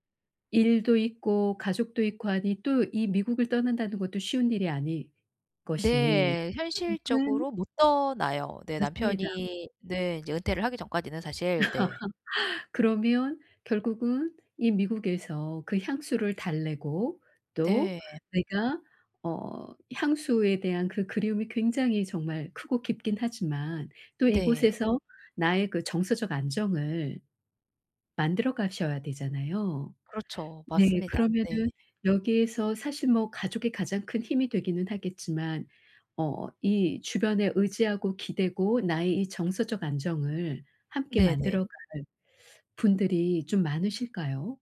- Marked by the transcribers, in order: other background noise; laugh
- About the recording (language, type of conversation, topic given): Korean, advice, 낯선 곳에서 향수와 정서적 안정을 어떻게 찾고 유지할 수 있나요?